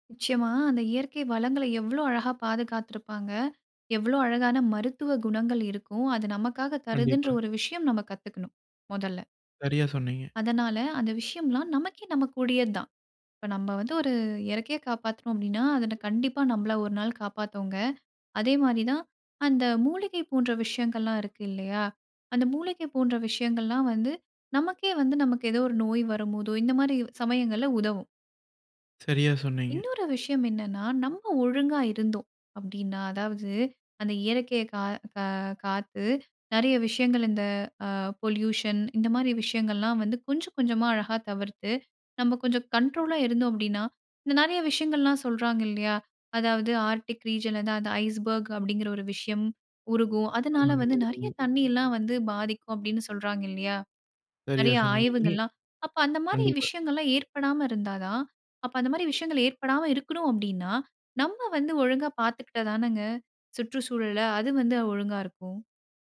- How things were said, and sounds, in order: "நமக்குடையது" said as "நமக்குடியது"; trusting: "அது கண்டிப்பா நம்பள ஒரு நாள் காப்பாத்துங்க"; in English: "பொல்யூஷன்"; in English: "ஆர்க்டிக் ரீஜியனில"; in English: "ஐஸ்பர்க்"; unintelligible speech
- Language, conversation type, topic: Tamil, podcast, நீங்கள் இயற்கையிடமிருந்து முதலில் கற்றுக் கொண்ட பாடம் என்ன?